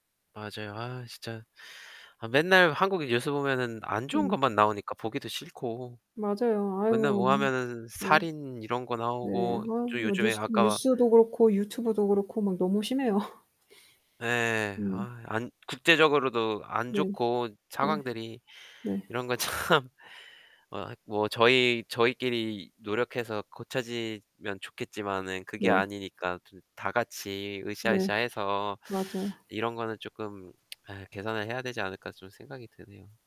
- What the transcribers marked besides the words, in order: static; laughing while speaking: "심해요"; stressed: "참"; other background noise
- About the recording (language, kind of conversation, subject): Korean, unstructured, 최근 뉴스 중에서 가장 기억에 남는 사건은 무엇인가요?